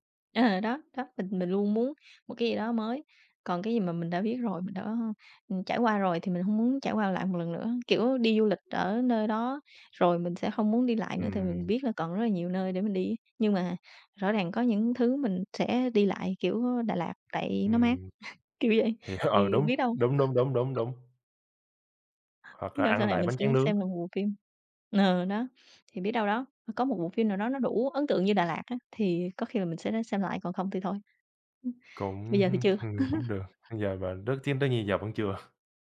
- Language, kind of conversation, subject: Vietnamese, unstructured, Phim nào khiến bạn nhớ mãi không quên?
- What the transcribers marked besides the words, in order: other background noise; tapping; chuckle; chuckle